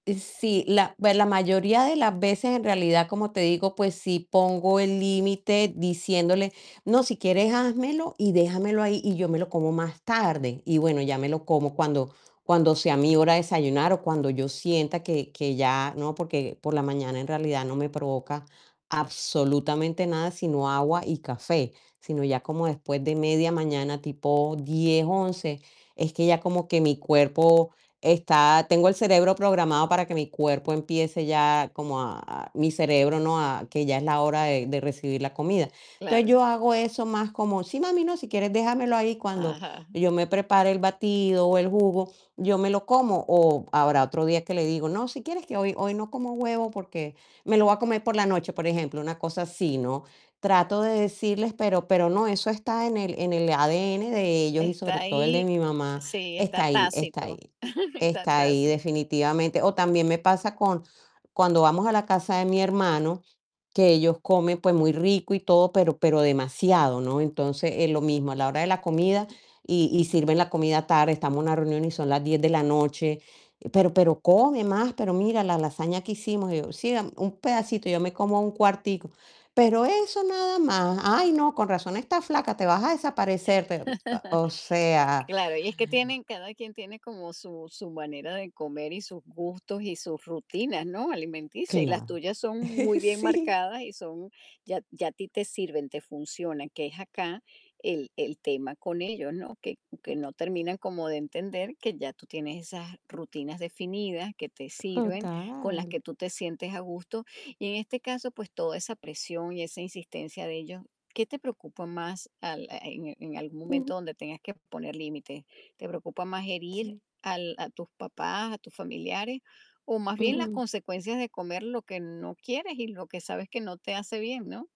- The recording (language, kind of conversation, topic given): Spanish, advice, ¿Cómo puedo manejar la presión social para comer lo que no quiero?
- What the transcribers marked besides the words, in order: static; tapping; chuckle; chuckle; chuckle